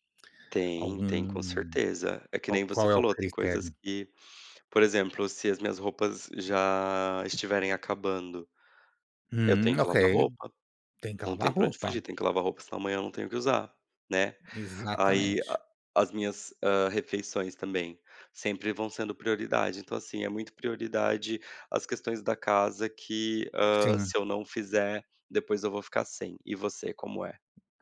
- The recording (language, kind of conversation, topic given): Portuguese, unstructured, Como você decide quais são as prioridades no seu dia a dia?
- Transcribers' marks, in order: none